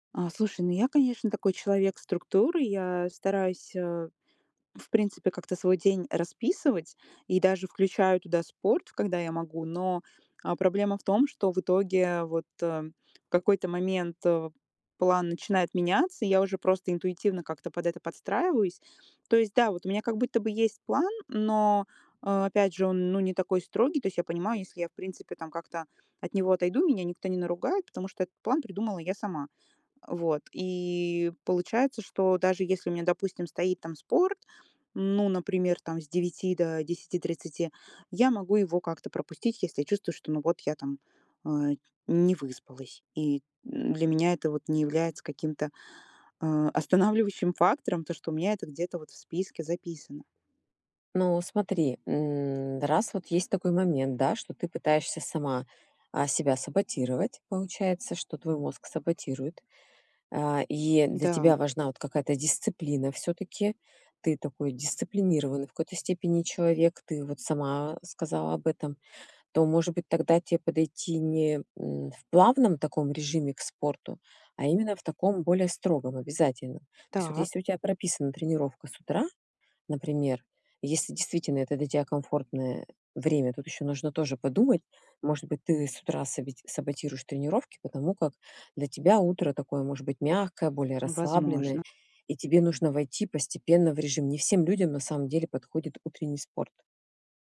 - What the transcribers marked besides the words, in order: tapping; "потому что" said as "птошто"
- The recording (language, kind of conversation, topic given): Russian, advice, Как мне выработать привычку регулярно заниматься спортом без чрезмерных усилий?